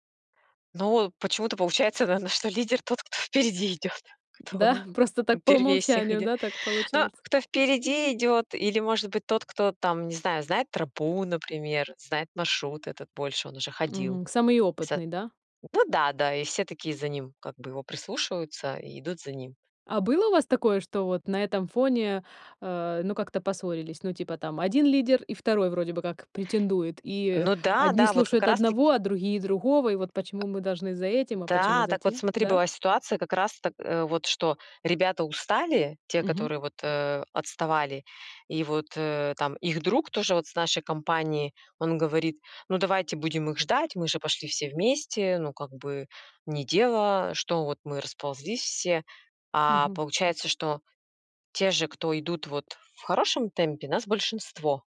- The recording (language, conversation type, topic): Russian, podcast, Чему по-настоящему учит долгий поход?
- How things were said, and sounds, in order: laughing while speaking: "получается, наверно, что лидер тот, кто впереди идёт, кто"; tapping; other noise; chuckle; other background noise